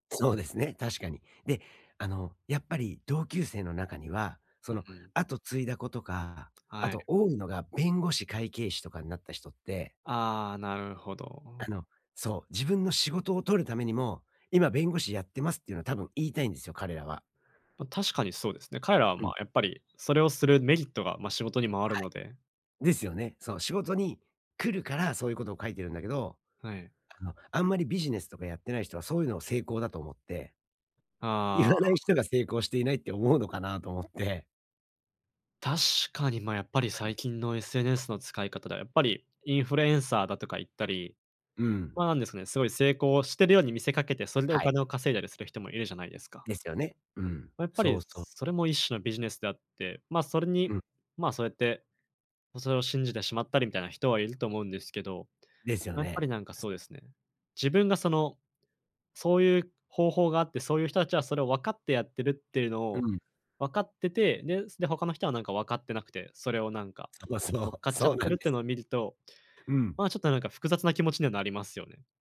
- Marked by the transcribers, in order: other background noise; laughing while speaking: "そう そう。そうなんです"
- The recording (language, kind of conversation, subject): Japanese, advice, 同年代と比べて焦ってしまうとき、どうすれば落ち着いて自分のペースで進めますか？